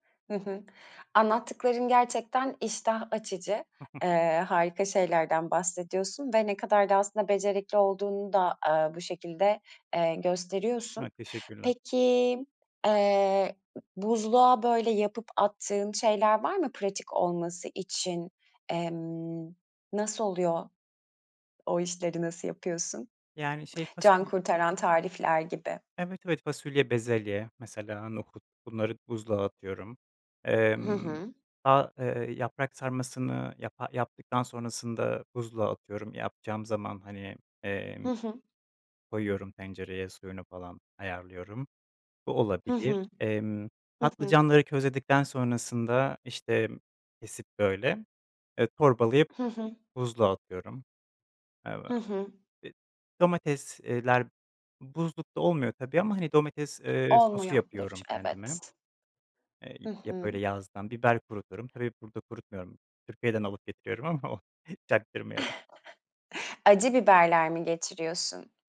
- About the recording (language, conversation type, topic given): Turkish, podcast, Günlük yemek planını nasıl oluşturuyorsun?
- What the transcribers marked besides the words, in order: other background noise; giggle; tapping; chuckle